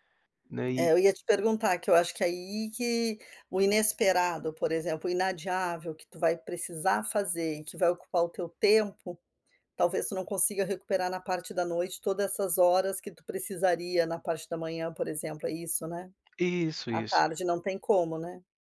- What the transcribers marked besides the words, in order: tapping
- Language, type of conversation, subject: Portuguese, advice, Quais grandes mudanças na sua rotina de trabalho, como o trabalho remoto ou uma reestruturação, você tem vivenciado?